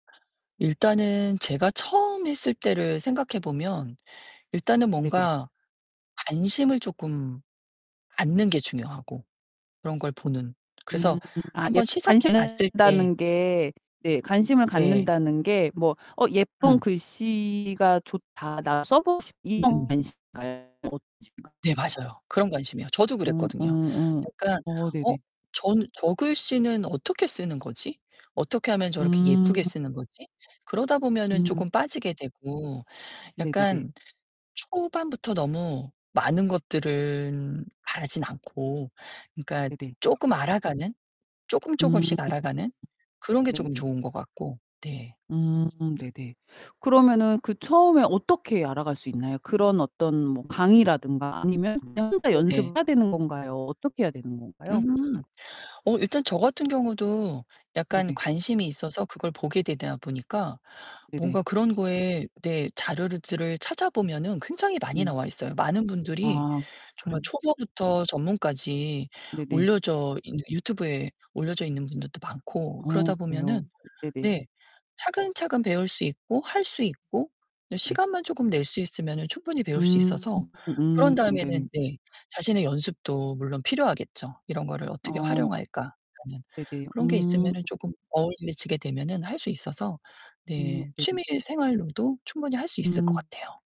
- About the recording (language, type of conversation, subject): Korean, podcast, 요즘 즐기고 있는 창작 취미는 무엇인가요?
- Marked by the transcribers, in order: distorted speech; other background noise; tapping